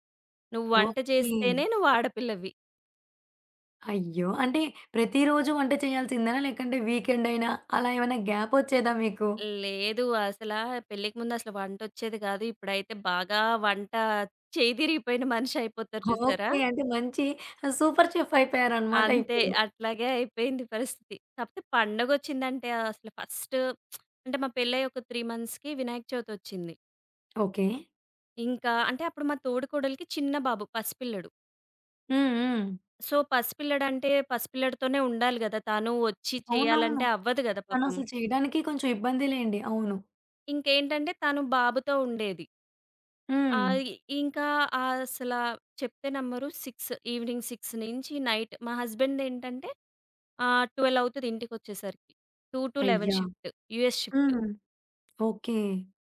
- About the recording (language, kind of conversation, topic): Telugu, podcast, విభిన్న వయస్సులవారి మధ్య మాటలు అపార్థం కావడానికి ప్రధాన కారణం ఏమిటి?
- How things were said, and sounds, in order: in English: "సూపర్"; lip smack; in English: "త్రీ మంత్స్‌కి"; other background noise; in English: "సో"; in English: "సిక్స్ ఎవినింగ్ సిక్స్"; in English: "నైట్"; in English: "ట్వెల్"; in English: "టూ టు లెవెన్"